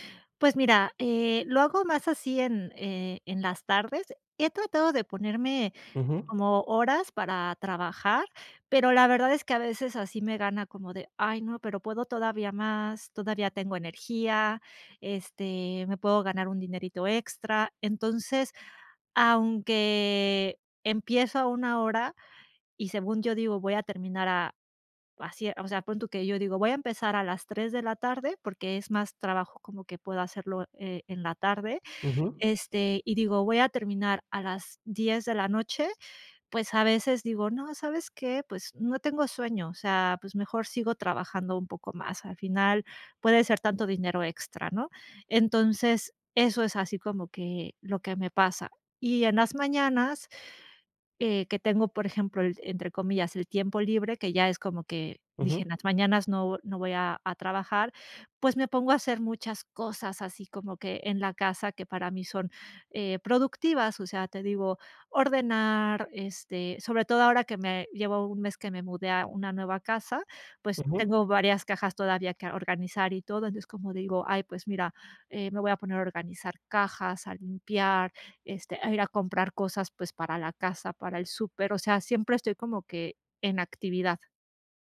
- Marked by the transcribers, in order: none
- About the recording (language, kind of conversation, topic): Spanish, advice, ¿Cómo puedo dejar de sentir culpa cuando no hago cosas productivas?